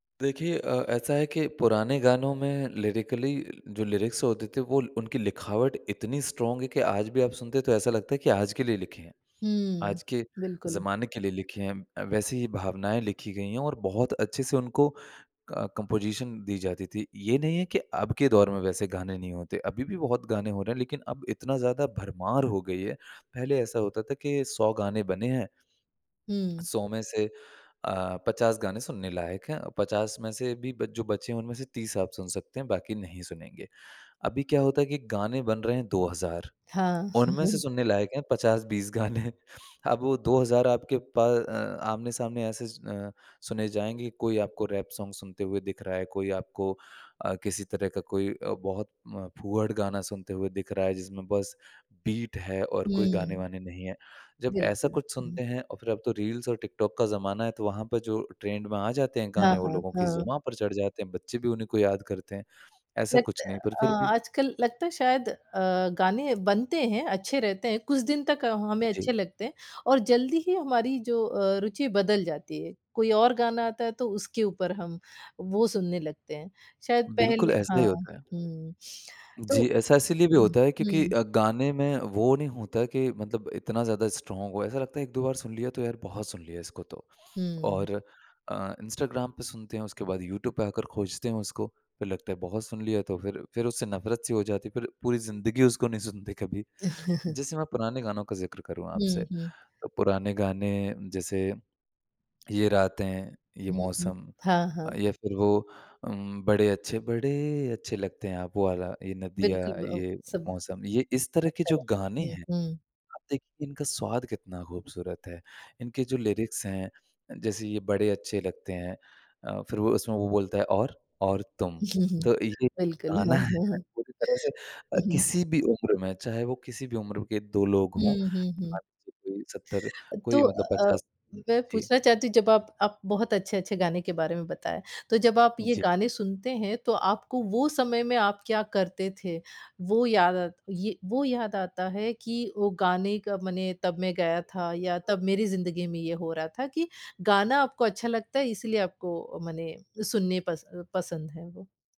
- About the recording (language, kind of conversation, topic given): Hindi, podcast, कौन से गाने सुनकर तुम्हें पुरानी यादें ताज़ा हो जाती हैं?
- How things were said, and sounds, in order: in English: "लिरिकली"; in English: "लिरिक्स"; in English: "स्ट्रॉन्ग"; in English: "क कंपोज़िशन"; tapping; chuckle; laughing while speaking: "गाने"; in English: "सॉन्ग"; in English: "बीट"; in English: "रील्स"; in English: "ट्रेंड"; in English: "स्ट्रॉन्ग"; chuckle; laughing while speaking: "कभी"; singing: "बड़े"; in English: "लिरिक्स"; chuckle; laughing while speaking: "गाना है"; chuckle